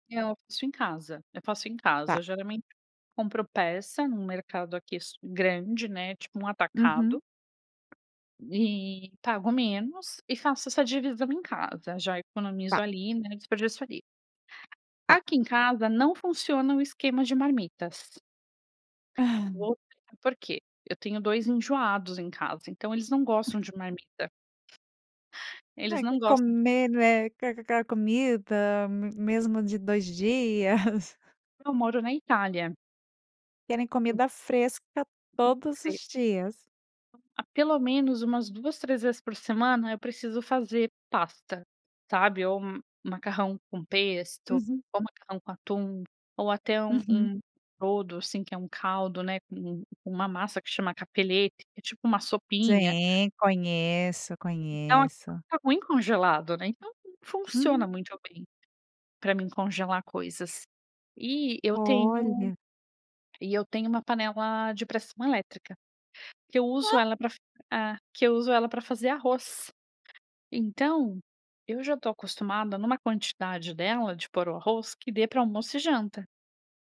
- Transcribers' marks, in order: tapping; giggle; other background noise; other noise; in Italian: "brodo"; unintelligible speech
- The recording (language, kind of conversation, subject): Portuguese, podcast, Como reduzir o desperdício de comida no dia a dia?